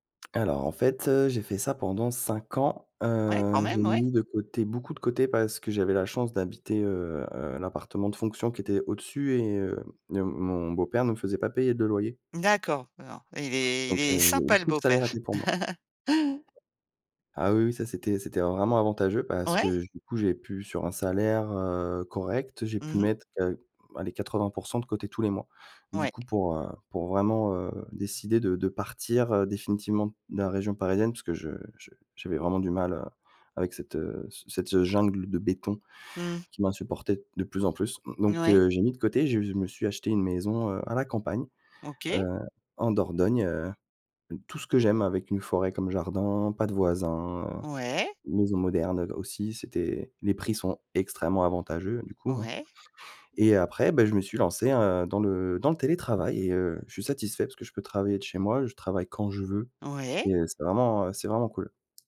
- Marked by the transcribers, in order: chuckle; other background noise; tapping; stressed: "extrêmement"
- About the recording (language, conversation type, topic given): French, podcast, Qu’as-tu appris grâce à ton premier boulot ?